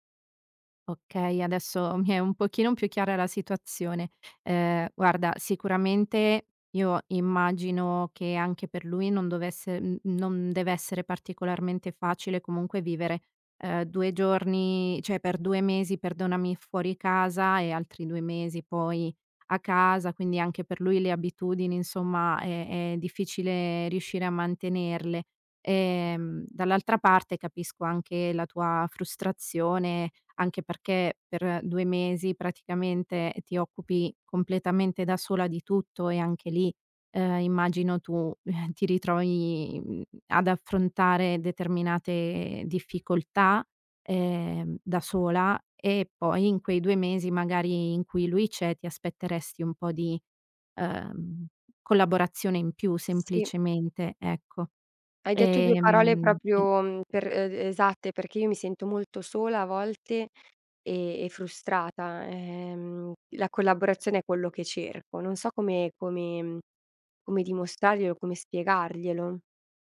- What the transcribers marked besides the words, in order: "cioè" said as "ceh"; other background noise; chuckle
- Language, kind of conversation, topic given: Italian, advice, Perché io e il mio partner finiamo per litigare sempre per gli stessi motivi e come possiamo interrompere questo schema?